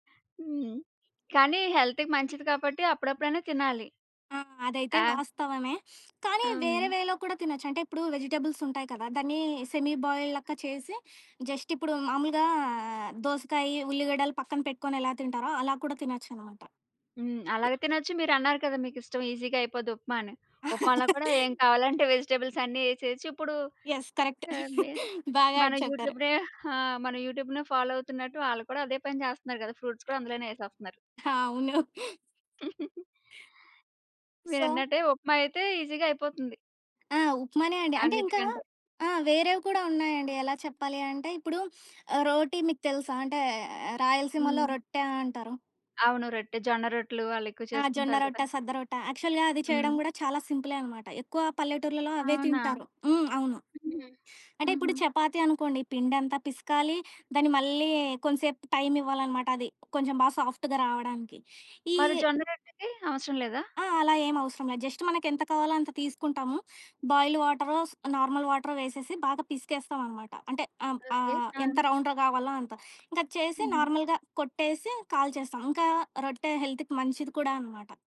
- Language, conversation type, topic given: Telugu, podcast, సింపుల్‌గా, రుచికరంగా ఉండే డిన్నర్ ఐడియాలు కొన్ని చెప్పగలరా?
- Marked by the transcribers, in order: other background noise; in English: "హెల్త్‌కి"; in English: "వేలో"; in English: "వెజిటబుల్స్"; in English: "సెమీ బాయిల్డ్"; in English: "జస్ట్"; in English: "ఈసీగా"; chuckle; in English: "వెజిటబుల్స్"; in English: "యెస్. కరెక్ట్"; in English: "యూట్యూబ్"; chuckle; in English: "యూట్యూబ్‌నే ఫాలో"; in English: "ఫ్రూట్స్"; tapping; laughing while speaking: "ఆ! అవును"; chuckle; in English: "సో"; in English: "ఈసీగా"; sniff; drawn out: "అంటే"; in English: "యాక్చువల్‌గా"; in English: "సాఫ్ట్‌గా"; in English: "జస్ట్"; in English: "బాయిల్డ్"; in English: "నార్మల్"; in English: "రౌండ్‌గా"; in English: "నార్మల్‌గా"; in English: "హెల్త్‌కి"